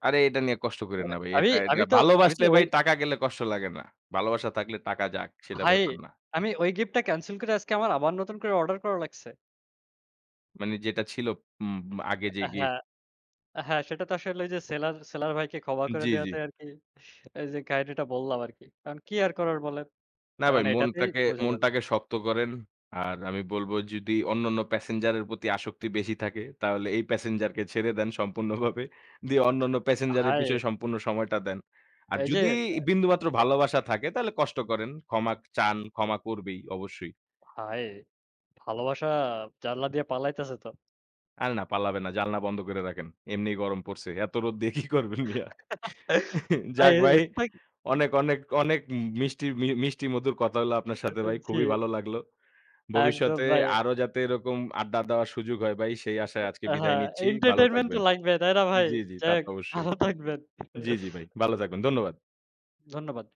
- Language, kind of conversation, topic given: Bengali, unstructured, আপনি কি মনে করেন কাউকে ক্ষমা করা কঠিন?
- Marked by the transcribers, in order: unintelligible speech; "ভালোবাসা" said as "বালবাসা"; "থাকলে" said as "তাকলে"; "ভাই" said as "বাই"; "সম্পূর্ণভাবে" said as "সম্পূর্ণবাবে"; other background noise; tapping; "জানালা" said as "জানলা"; "বন্ধ" said as "বন্দ"; "রাখেন" said as "রাকেন"; chuckle; laughing while speaking: "এত রোদ্দ দিয়ে কি করবেন মিয়া। যাক ভাই"; "ভাই" said as "বাই"; in English: "entertainment"; "নিচ্ছি" said as "নিচ্চি"; "ভালো" said as "বালো"; laughing while speaking: "ভালো থাকবেন"; "ভাই" said as "বাই"; "ভালো থাকবেন ধন্যবাদ" said as "বালো তাকবেন দন্নবাদ"